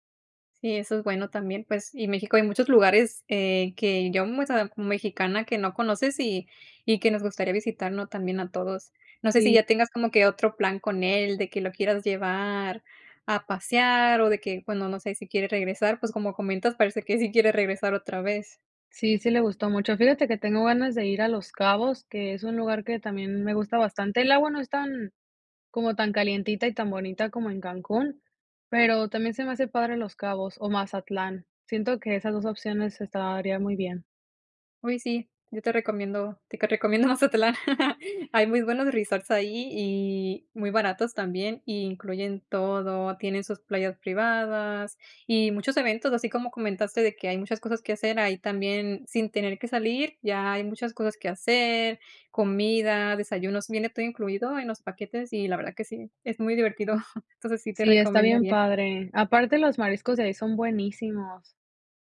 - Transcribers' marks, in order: laughing while speaking: "recomiendo Mazatlán"; giggle
- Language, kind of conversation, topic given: Spanish, podcast, ¿cómo saliste de tu zona de confort?